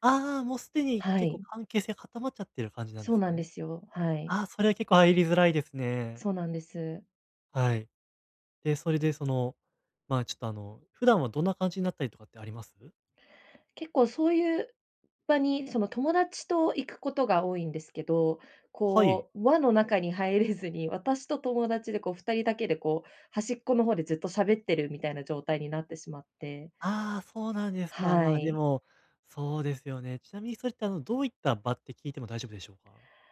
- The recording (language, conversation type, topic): Japanese, advice, グループの集まりで、どうすれば自然に会話に入れますか？
- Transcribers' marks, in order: joyful: "ああ、もうすでに"; joyful: "あ、そうなんですか"